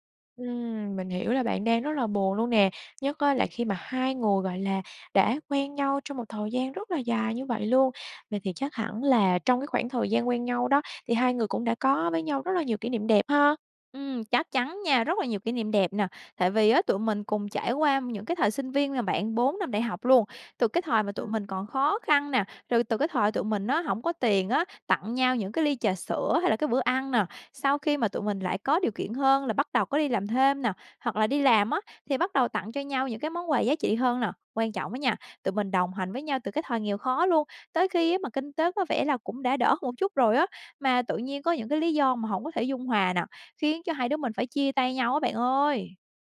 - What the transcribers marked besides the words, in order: tapping; other background noise
- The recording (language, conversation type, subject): Vietnamese, advice, Làm sao để buông bỏ những kỷ vật của người yêu cũ khi tôi vẫn còn nhiều kỷ niệm?